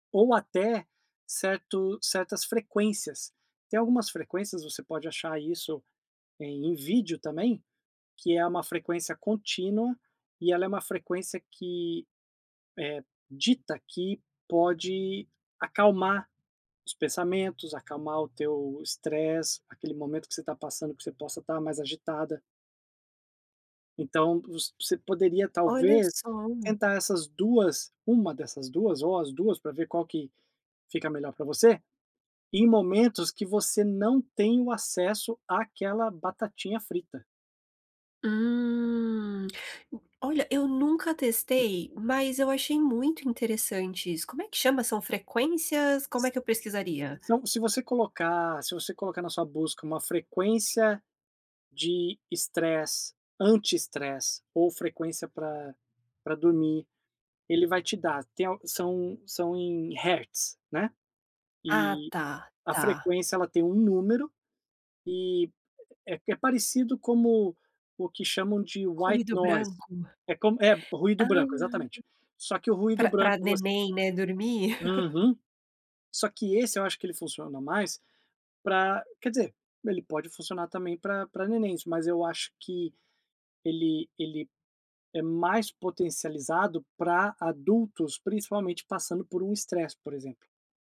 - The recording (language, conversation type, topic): Portuguese, advice, Como posso consumir alimentos e lidar com as emoções de forma mais consciente?
- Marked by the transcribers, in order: tapping; in English: "white noise"; laugh